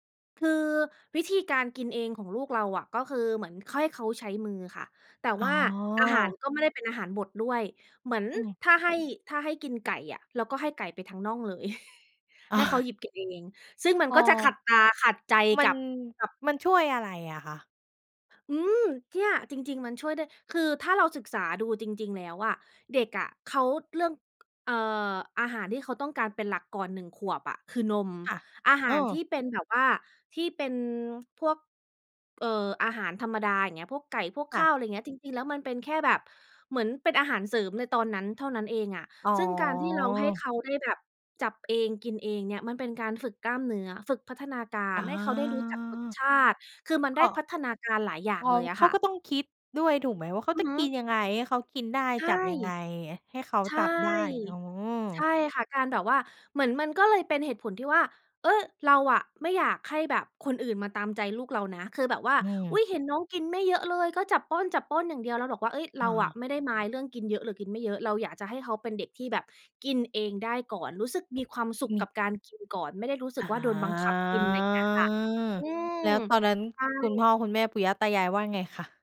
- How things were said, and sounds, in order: chuckle; drawn out: "อ๋อ"; in English: "mind"; drawn out: "อ๋อ"
- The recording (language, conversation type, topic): Thai, podcast, คุณเคยตั้งขอบเขตกับคนในครอบครัวไหม และอยากเล่าให้ฟังไหม?